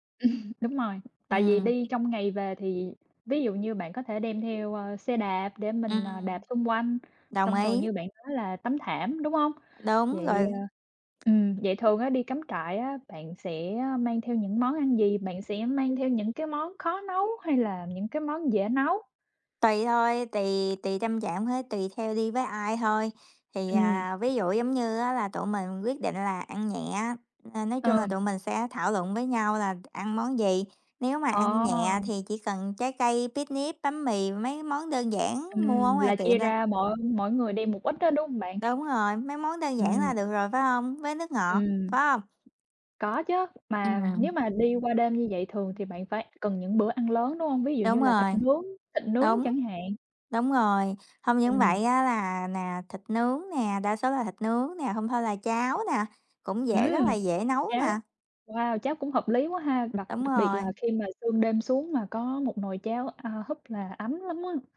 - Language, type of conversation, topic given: Vietnamese, unstructured, Bạn thường chọn món ăn nào khi đi dã ngoại?
- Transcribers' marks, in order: chuckle; tapping; other background noise; in English: "picnic"